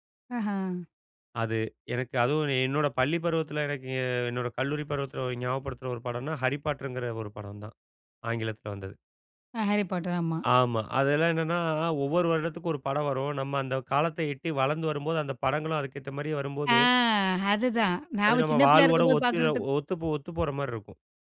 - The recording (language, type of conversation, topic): Tamil, podcast, ரீமேக்குகள், சீக்வெல்களுக்கு நீங்கள் எவ்வளவு ஆதரவு தருவீர்கள்?
- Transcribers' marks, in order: tapping; other background noise; drawn out: "அ"